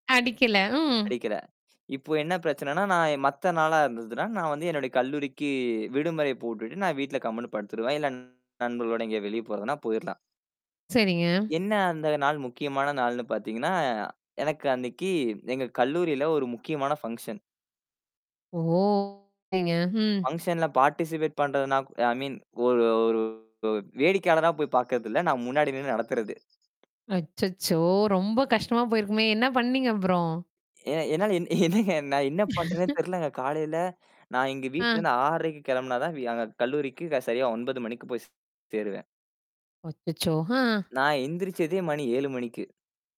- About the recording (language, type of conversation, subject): Tamil, podcast, அழுத்தமான ஒரு நாளுக்குப் பிறகு சற்று ஓய்வெடுக்க நீங்கள் என்ன செய்கிறீர்கள்?
- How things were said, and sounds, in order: static; distorted speech; in English: "பங்ஷன்"; in English: "பங்ஷன்ல பார்ட்டிசிபேட்"; in English: "ஐ மீன்"; tapping; anticipating: "அச்சச்சோ! ரொம்ப கஷ்டமா போயிருக்குமே. என்ன பண்ணீங்க அப்புறம்?"; laughing while speaking: "என்னங்க நான் என்ன பண்றேன்னே தெரியலங்க"; laugh